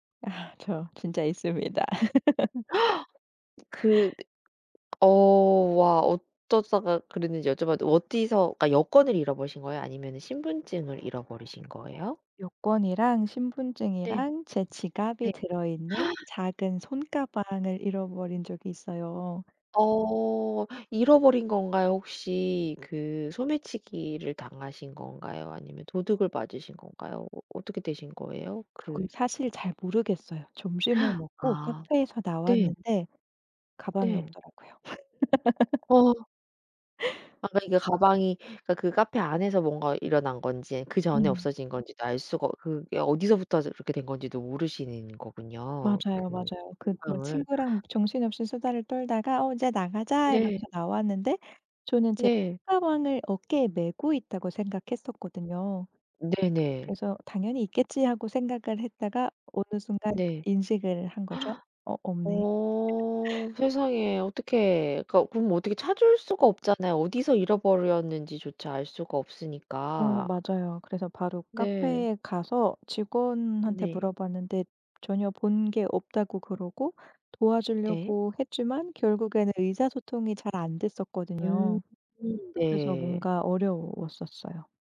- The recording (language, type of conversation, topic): Korean, podcast, 여행 중 여권이나 신분증을 잃어버린 적이 있나요?
- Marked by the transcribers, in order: laugh; gasp; other background noise; gasp; gasp; laugh; gasp; laugh; tapping